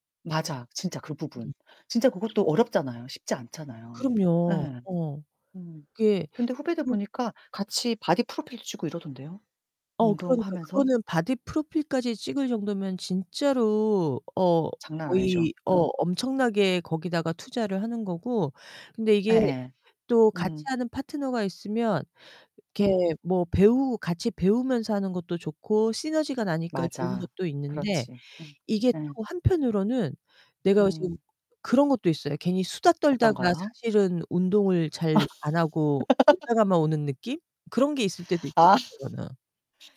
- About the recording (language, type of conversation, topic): Korean, unstructured, 운동 친구가 있으면 어떤 점이 가장 좋나요?
- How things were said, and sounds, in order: tapping; other background noise; distorted speech; laugh; laughing while speaking: "아"; unintelligible speech